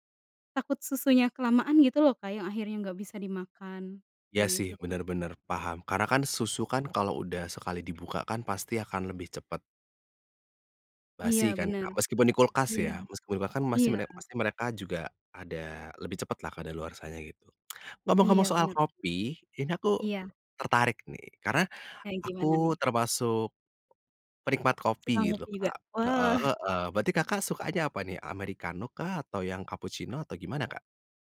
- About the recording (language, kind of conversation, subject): Indonesian, podcast, Bagaimana pengalaman Anda mengurangi pemborosan makanan di dapur?
- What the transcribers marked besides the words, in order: tongue click